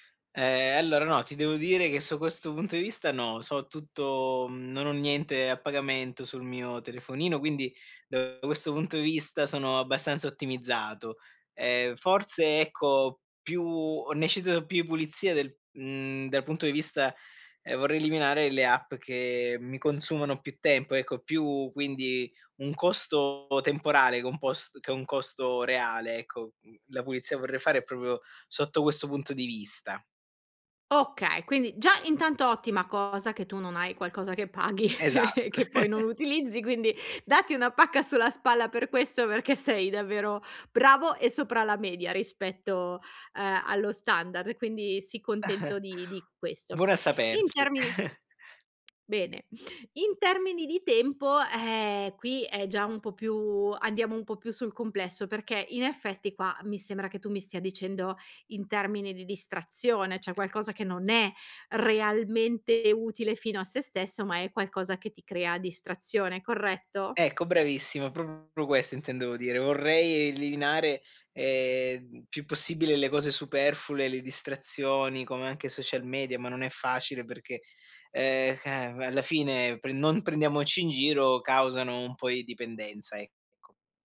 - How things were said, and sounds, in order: other background noise; "proprio" said as "propio"; laugh; chuckle; chuckle; "cioè" said as "ceh"
- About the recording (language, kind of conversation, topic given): Italian, advice, Come posso liberarmi dall’accumulo di abbonamenti e file inutili e mettere ordine nel disordine digitale?